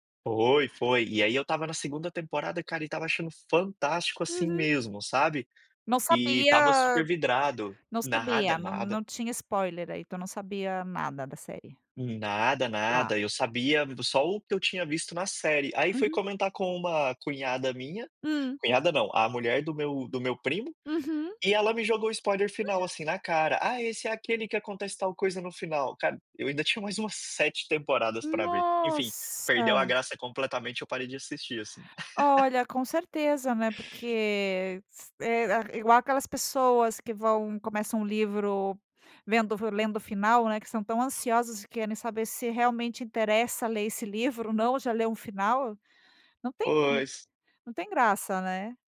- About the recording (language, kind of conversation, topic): Portuguese, podcast, Como você explica o vício em maratonar séries?
- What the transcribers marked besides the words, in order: in English: "spoiler"; in English: "spoiler"; laugh